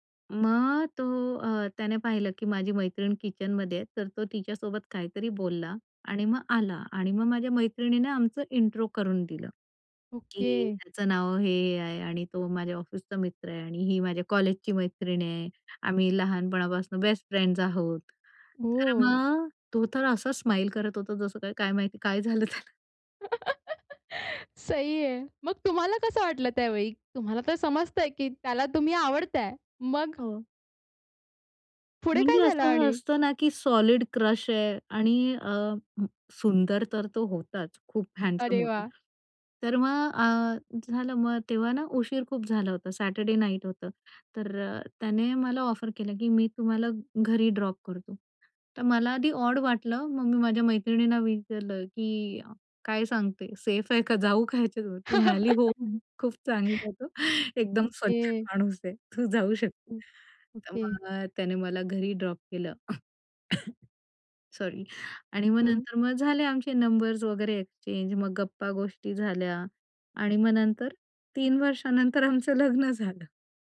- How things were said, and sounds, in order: in English: "इंट्रो"; in English: "फ्रेंड्स"; in English: "स्माईल"; joyful: "काय झालं त्याला?"; laugh; in Hindi: "सही है"; anticipating: "पुढे काय झालं आणि?"; in English: "सॉलिड क्रश"; other noise; in English: "हँडसम"; in English: "नाईट"; in English: "ऑफर"; in English: "ड्रॉप"; tapping; in English: "ऑड"; laughing while speaking: "सेफ आहे का? जाऊ का याच्या सोबत?"; laugh; laughing while speaking: "हो खूप चांगलाय तो. एकदम सज्जन माणूस आहे. तू जाऊ शकते"; in English: "ड्रॉप"; cough; in English: "एक्चेंज"; laugh; laughing while speaking: "आमचं लग्न झालं"
- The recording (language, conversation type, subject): Marathi, podcast, एखाद्या छोट्या संयोगामुळे प्रेम किंवा नातं सुरू झालं का?